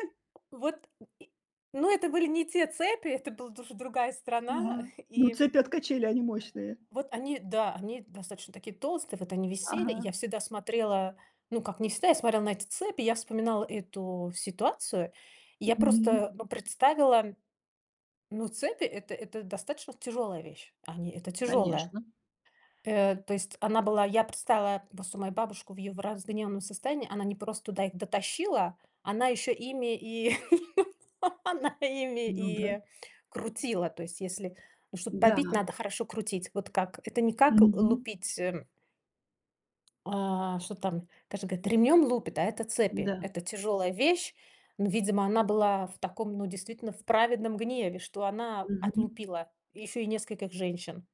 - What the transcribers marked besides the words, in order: tapping; laugh; laughing while speaking: "она ими"; unintelligible speech
- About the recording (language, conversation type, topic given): Russian, podcast, Есть ли в вашей семье истории, которые вы рассказываете снова и снова?